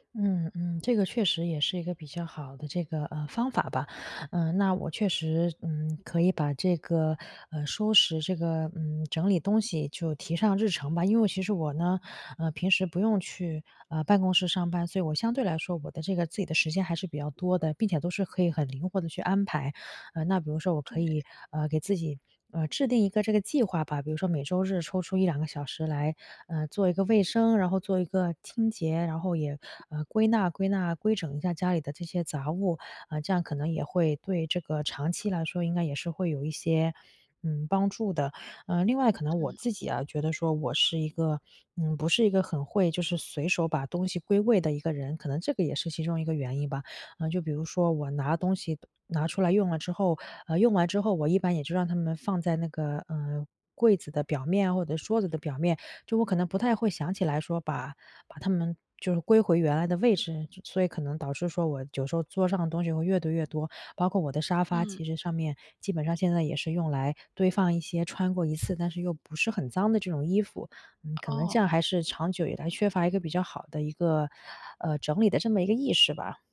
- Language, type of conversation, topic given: Chinese, advice, 我该如何减少空间里的杂乱来提高专注力？
- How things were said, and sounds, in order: other background noise